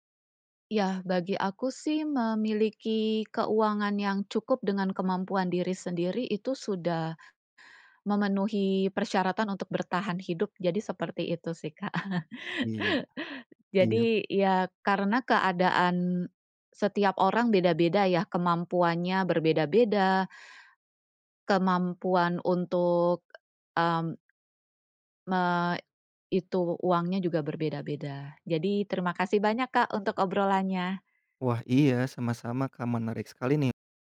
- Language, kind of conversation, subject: Indonesian, podcast, Gimana caramu mengatur keuangan untuk tujuan jangka panjang?
- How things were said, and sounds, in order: tapping; other background noise; chuckle